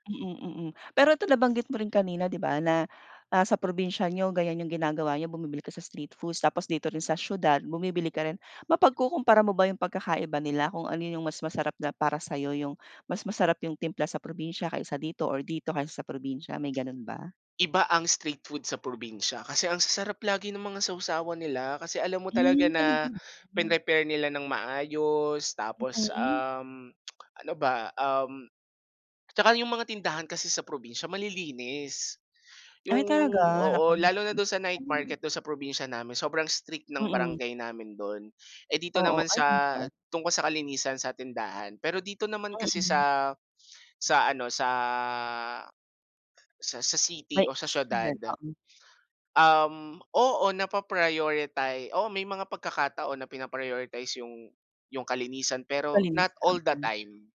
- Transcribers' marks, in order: tapping; tsk; unintelligible speech
- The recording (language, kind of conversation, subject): Filipino, podcast, Ano ang paborito mong pagkaing kalye, at bakit ka nahuhumaling dito?